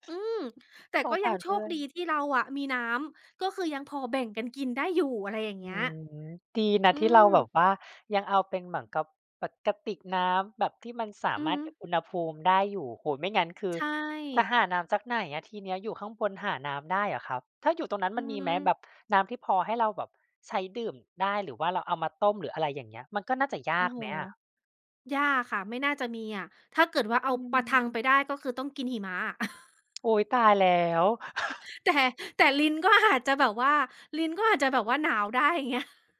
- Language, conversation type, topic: Thai, podcast, ทริปเดินป่าที่ประทับใจที่สุดของคุณเป็นอย่างไร?
- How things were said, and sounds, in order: chuckle; tapping; chuckle; laughing while speaking: "แต่"; laughing while speaking: "อาจ"; laughing while speaking: "หนาวได้ อย่างเงี้ย"